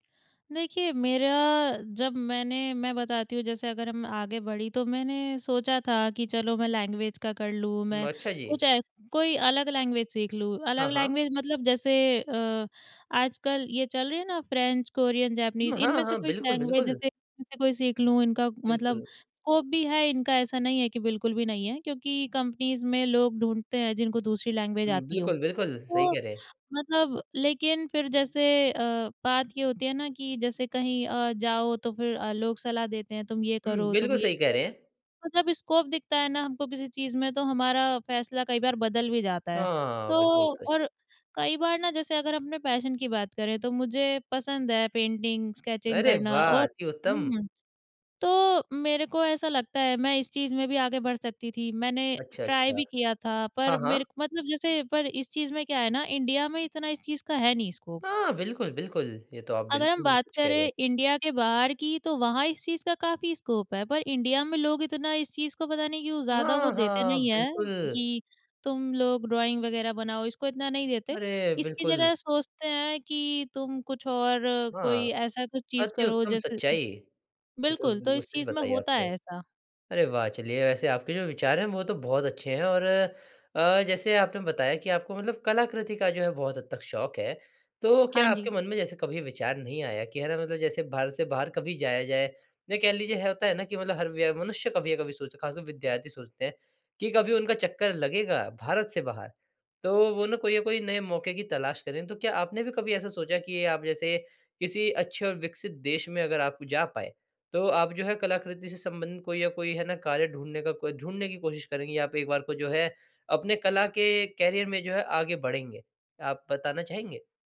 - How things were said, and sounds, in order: in English: "लैंग्वेज"; in English: "लैंग्वेज"; in English: "लैंग्वेज"; in English: "लैंग्वेज"; in English: "स्कोप"; in English: "कंपनीज़"; in English: "लैंग्वेज"; in English: "स्कोप"; in English: "पैशन"; in English: "पेंटिंग, स्केचिंग"; in English: "ट्राई"; in English: "स्कोप"; in English: "स्कोप"; in English: "ड्राइंग"; in English: "करियर"
- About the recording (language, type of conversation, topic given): Hindi, podcast, करियर बदलने का बड़ा फैसला लेने के लिए मन कैसे तैयार होता है?